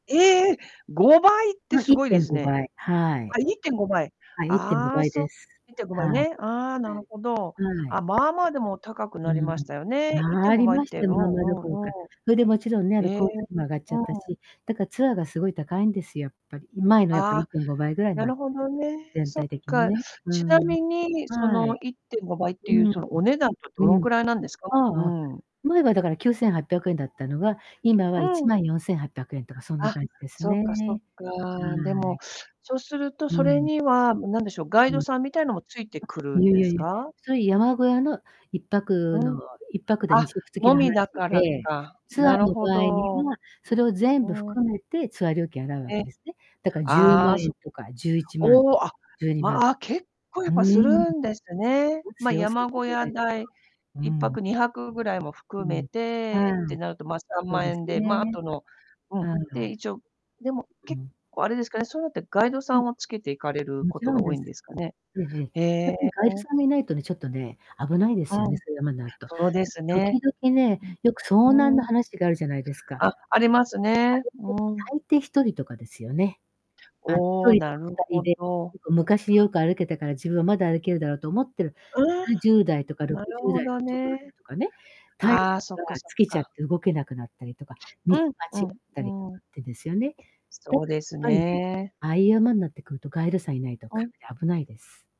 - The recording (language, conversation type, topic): Japanese, unstructured, 自然の中で一番好きな場所はどこですか？
- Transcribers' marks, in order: distorted speech; "込み" said as "もみ"; unintelligible speech; other background noise